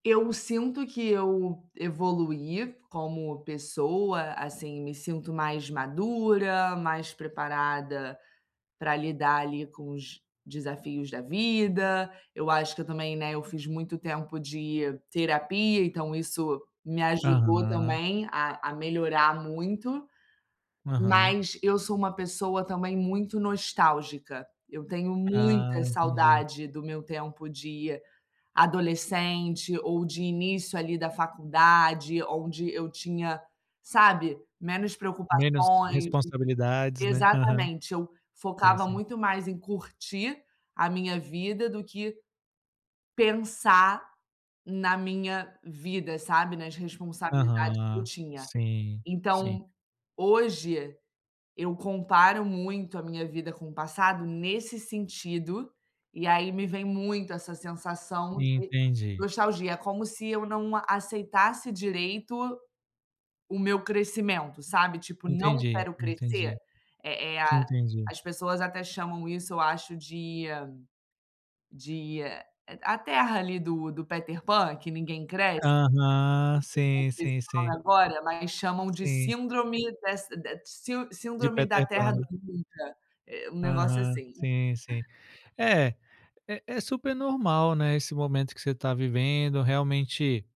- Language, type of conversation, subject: Portuguese, advice, Como posso lidar com a insegurança em relação ao futuro e aceitar que não controlo tudo?
- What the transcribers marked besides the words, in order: tapping; unintelligible speech